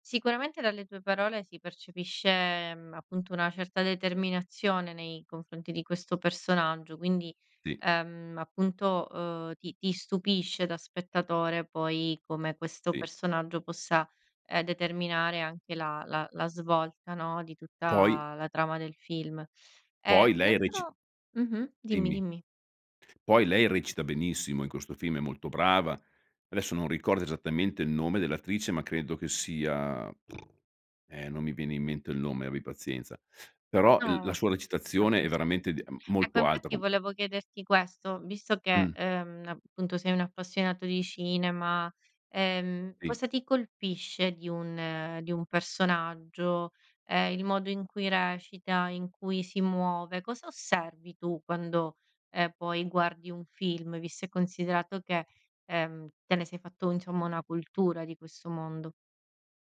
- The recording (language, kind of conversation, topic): Italian, podcast, Qual è un hobby che ti appassiona e perché?
- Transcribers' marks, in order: lip trill